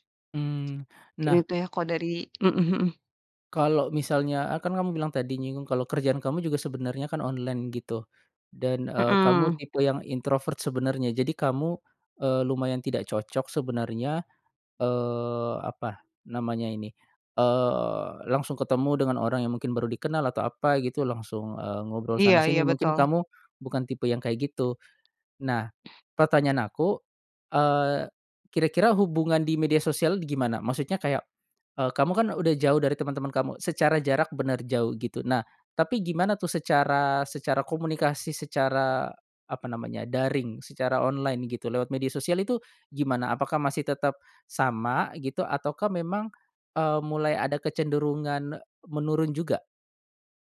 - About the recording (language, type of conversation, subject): Indonesian, advice, Bagaimana cara pindah ke kota baru tanpa punya teman dekat?
- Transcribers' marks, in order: in English: "introvert"; other background noise